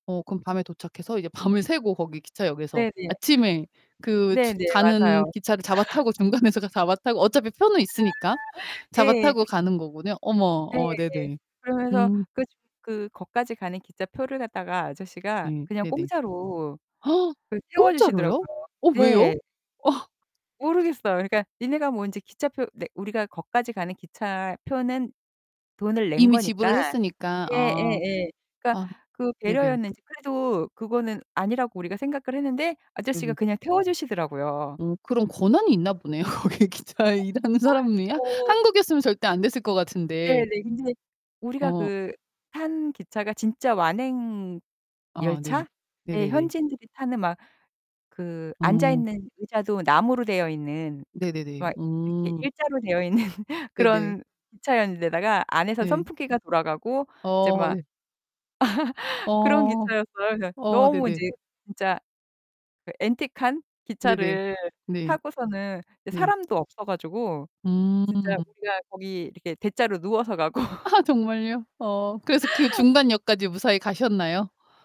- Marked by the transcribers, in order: laughing while speaking: "밤을 새고"; distorted speech; laugh; laughing while speaking: "중간에서"; other background noise; gasp; gasp; laughing while speaking: "거기 기차에 일하는 사람이요?"; laugh; laughing while speaking: "있는"; laugh; laughing while speaking: "가고"; laugh
- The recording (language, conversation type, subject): Korean, podcast, 여행 중 예상치 못한 사고를 겪어 본 적이 있으신가요?
- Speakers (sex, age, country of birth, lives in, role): female, 45-49, South Korea, United States, host; female, 55-59, South Korea, United States, guest